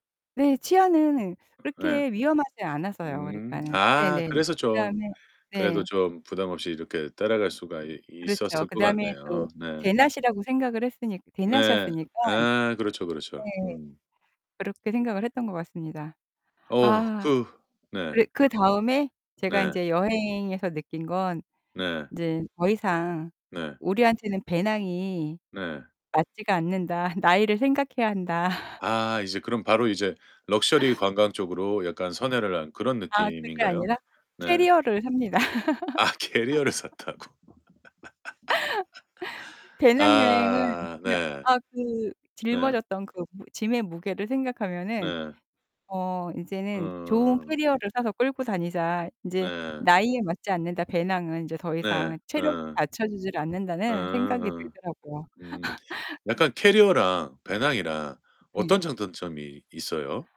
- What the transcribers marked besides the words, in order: distorted speech; static; other background noise; tapping; laughing while speaking: "않는다"; laughing while speaking: "한다"; laughing while speaking: "삽니다"; laugh; laughing while speaking: "샀다고"; laugh; laugh
- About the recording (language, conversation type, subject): Korean, podcast, 여행 중에 길을 잃었던 기억을 하나 들려주실 수 있나요?